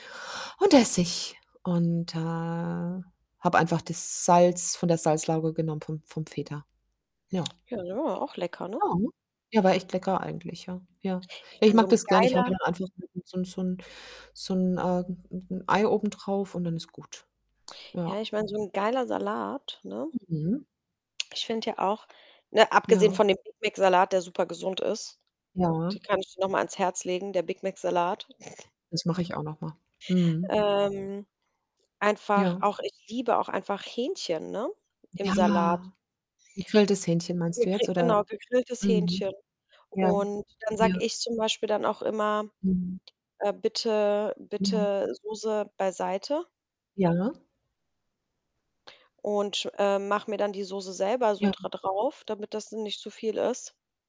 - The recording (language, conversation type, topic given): German, unstructured, Wie findest du die richtige Balance zwischen gesunder Ernährung und Genuss?
- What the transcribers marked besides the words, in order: static; drawn out: "äh"; distorted speech; snort; other background noise; tapping